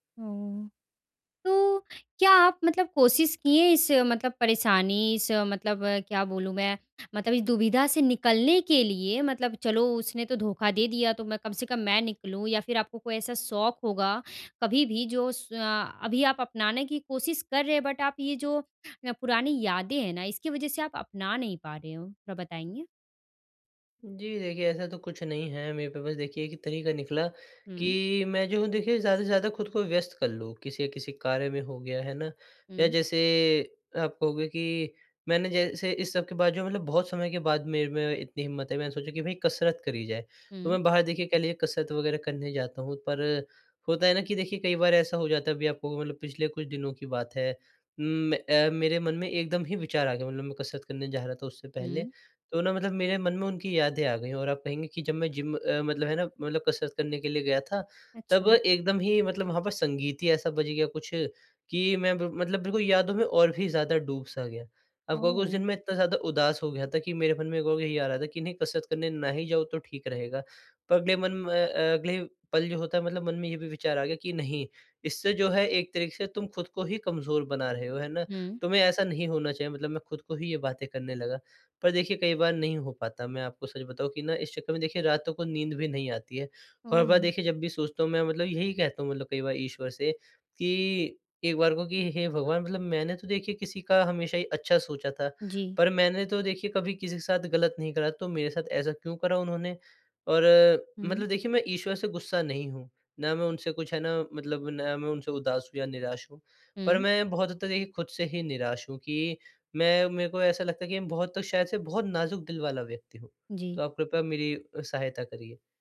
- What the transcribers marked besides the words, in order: in English: "बट"
- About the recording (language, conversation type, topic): Hindi, advice, मैं पुरानी यादों से मुक्त होकर अपनी असल पहचान कैसे फिर से पा सकता/सकती हूँ?